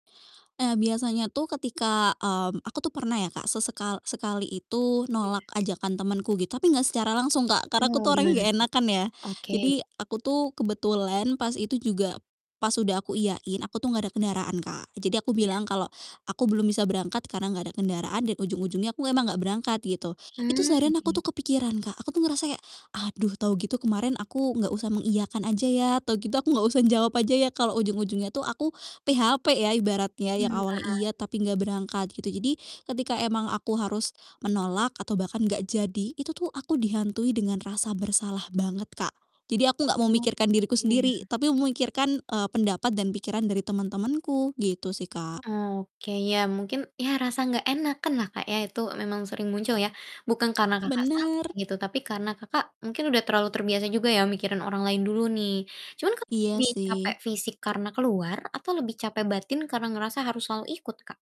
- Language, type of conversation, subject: Indonesian, advice, Bagaimana cara menyeimbangkan waktu bersama teman dan waktu sendiri tanpa merasa bersalah?
- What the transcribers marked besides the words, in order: distorted speech